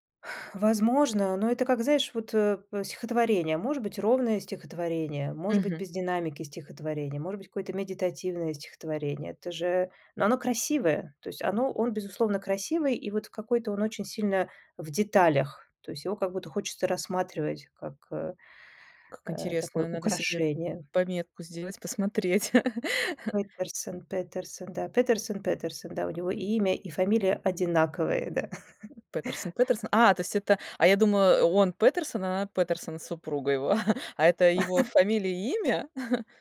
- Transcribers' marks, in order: exhale; laugh; laugh; laugh; chuckle
- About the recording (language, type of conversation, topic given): Russian, podcast, Что делает финал фильма по-настоящему удачным?